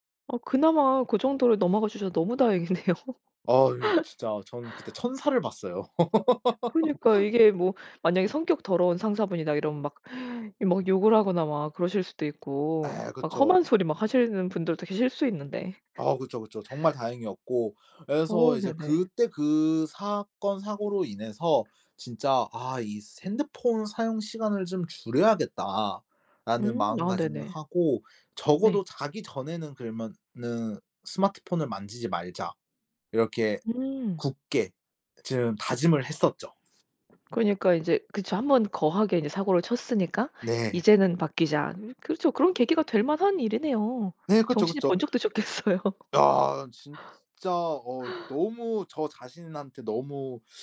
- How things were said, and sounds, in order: laughing while speaking: "다행이네요"; other background noise; laugh; laugh; tapping; laughing while speaking: "드셨겠어요"
- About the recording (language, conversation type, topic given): Korean, podcast, 작은 습관 하나가 삶을 바꾼 적이 있나요?